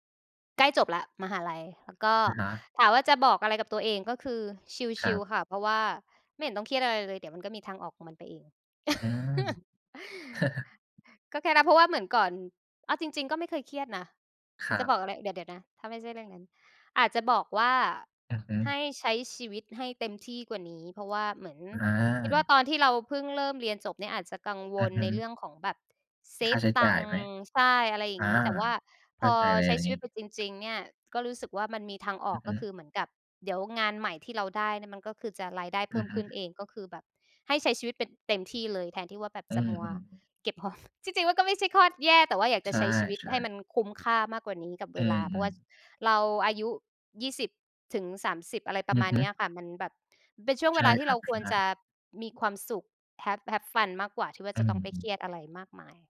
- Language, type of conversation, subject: Thai, unstructured, คุณอยากสอนตัวเองเมื่อสิบปีที่แล้วเรื่องอะไร?
- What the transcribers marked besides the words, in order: tapping; laugh; chuckle; other background noise; chuckle; in English: "have have Fun"